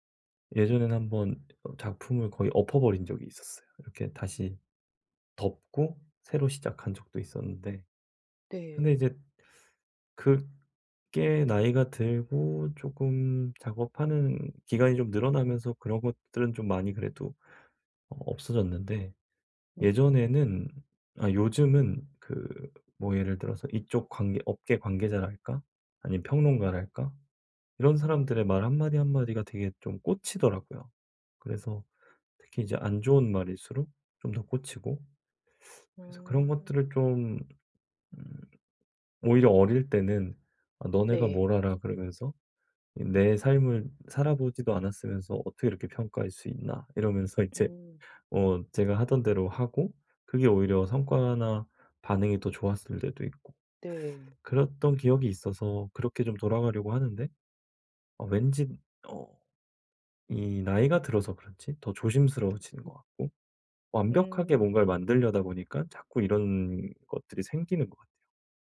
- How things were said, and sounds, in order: teeth sucking; other background noise
- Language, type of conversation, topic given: Korean, advice, 다른 사람들이 나를 어떻게 볼지 너무 신경 쓰지 않으려면 어떻게 해야 하나요?
- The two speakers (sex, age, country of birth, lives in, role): female, 35-39, United States, United States, advisor; male, 60-64, South Korea, South Korea, user